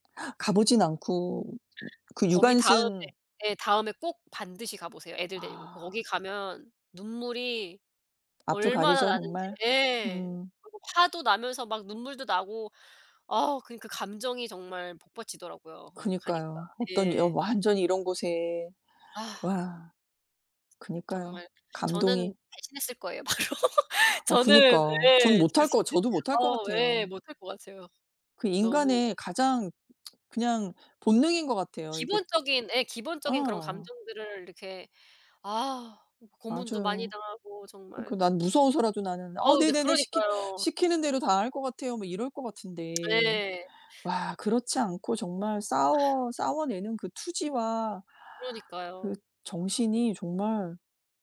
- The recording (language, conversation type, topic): Korean, unstructured, 역사 영화나 드라마 중에서 가장 인상 깊었던 작품은 무엇인가요?
- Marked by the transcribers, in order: gasp; other background noise; laughing while speaking: "바로"; laugh; tsk; lip smack